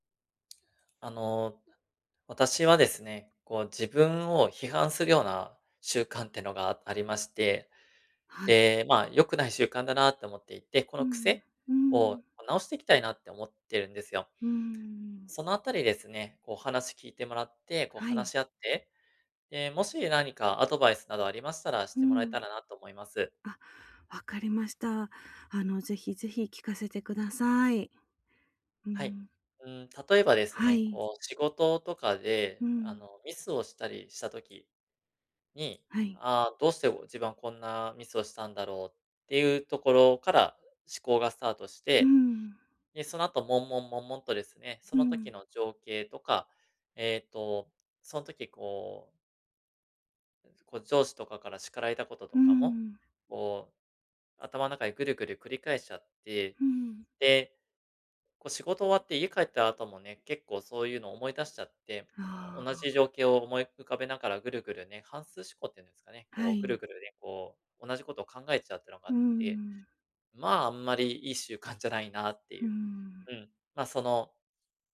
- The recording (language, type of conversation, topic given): Japanese, advice, 自己批判の癖をやめるにはどうすればいいですか？
- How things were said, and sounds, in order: tapping; other background noise; unintelligible speech